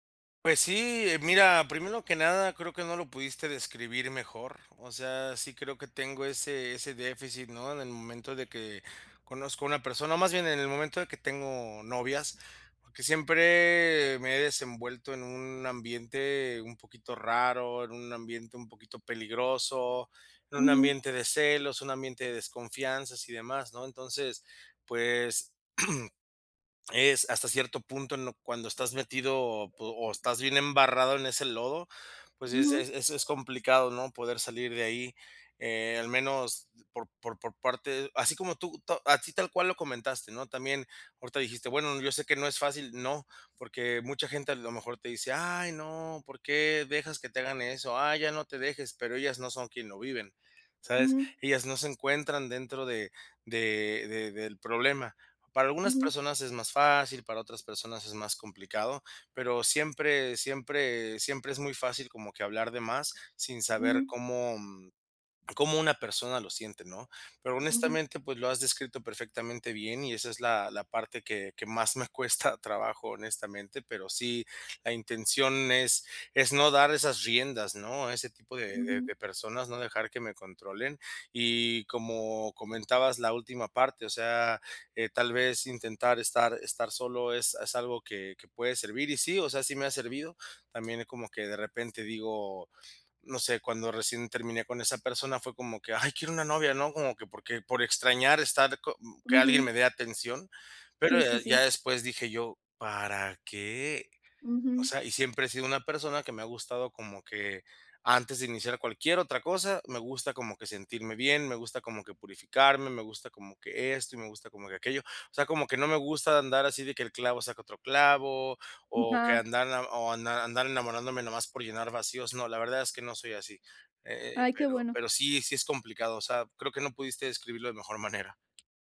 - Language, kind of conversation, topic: Spanish, advice, ¿Cómo puedo identificar y nombrar mis emociones cuando estoy bajo estrés?
- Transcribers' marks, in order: throat clearing; laughing while speaking: "me cuesta"; tapping